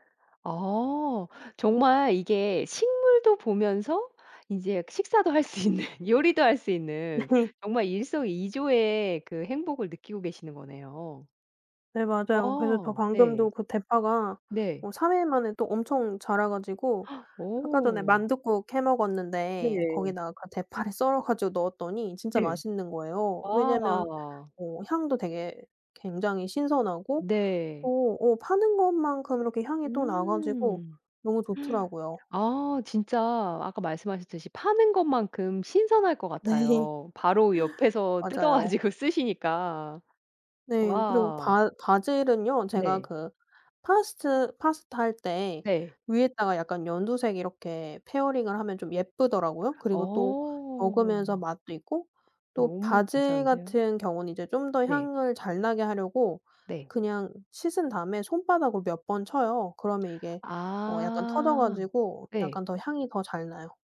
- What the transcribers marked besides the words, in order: laughing while speaking: "할 수 있는"; laughing while speaking: "네"; other background noise; gasp; tapping; laughing while speaking: "대파를"; gasp; laughing while speaking: "네"; laughing while speaking: "뜯어 가지고"
- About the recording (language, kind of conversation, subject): Korean, podcast, 집에서 느끼는 작은 행복은 어떤 건가요?